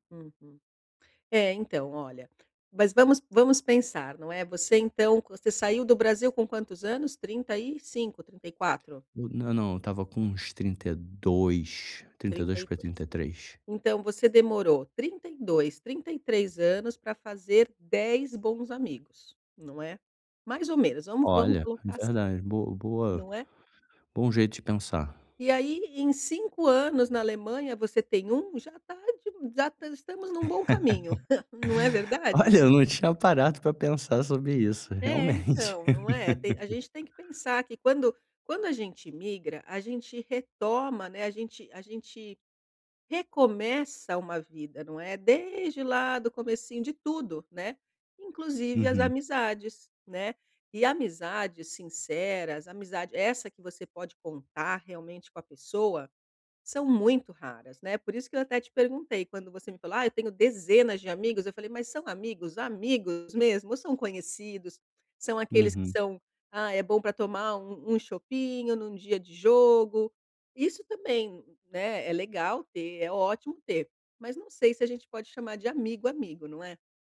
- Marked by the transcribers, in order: laugh; chuckle; laugh; stressed: "amigos"
- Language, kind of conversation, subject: Portuguese, advice, Como fazer novas amizades com uma rotina muito ocupada?